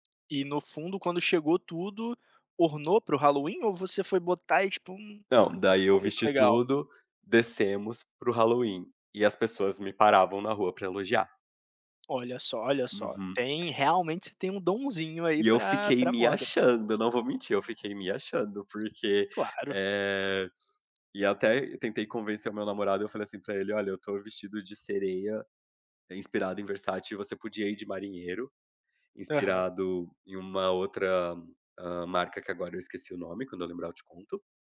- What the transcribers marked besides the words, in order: none
- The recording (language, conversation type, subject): Portuguese, podcast, Como as redes sociais mudaram sua relação com a moda?